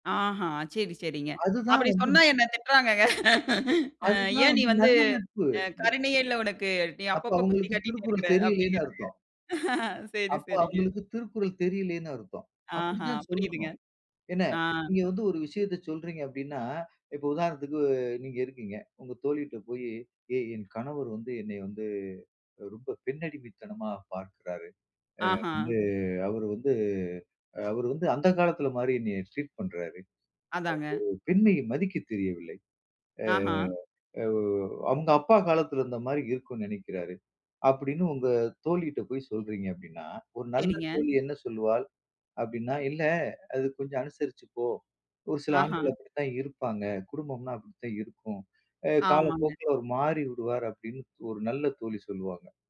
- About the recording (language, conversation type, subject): Tamil, podcast, நண்பர்களுடன் தொடர்பை நீடிக்க என்ன முயற்சி செய்யலாம்?
- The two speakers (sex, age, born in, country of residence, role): female, 25-29, India, India, host; male, 40-44, India, India, guest
- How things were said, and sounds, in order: laughing while speaking: "திட்டுறாங்கங்க. அ ஏன் நீ வந்து … அப்படீங்குறாங்க. சரி, சரிங்க"; other noise; in English: "ட்ரீட்"